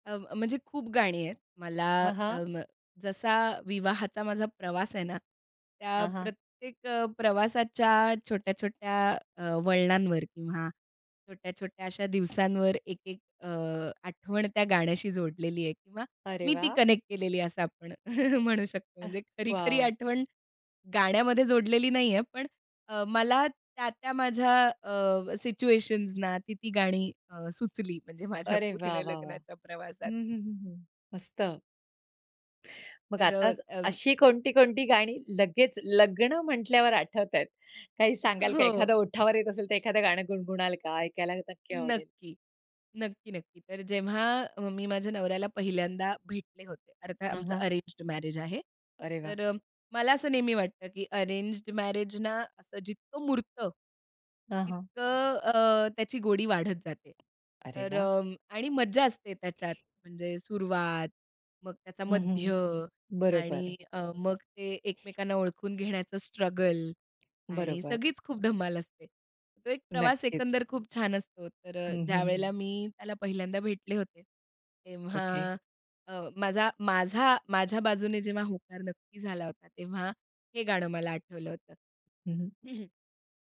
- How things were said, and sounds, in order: chuckle; tapping; other background noise
- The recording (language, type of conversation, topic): Marathi, podcast, विवाहाची आठवण आली की तुम्हाला सर्वात आधी कोणतं गाणं आठवतं?